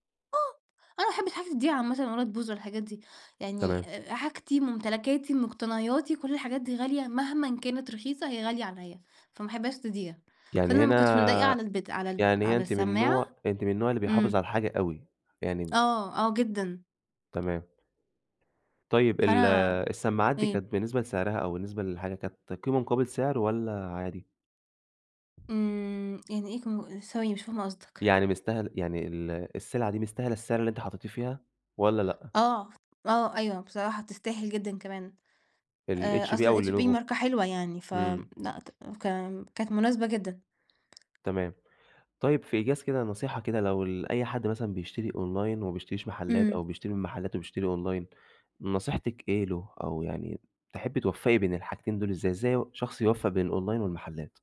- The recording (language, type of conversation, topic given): Arabic, podcast, إنت بتشتري أونلاين أكتر ولا من المحلات، وليه؟
- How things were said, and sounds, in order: tapping; in English: "أونلاين"; in English: "أونلاين"; in English: "الأونلاين"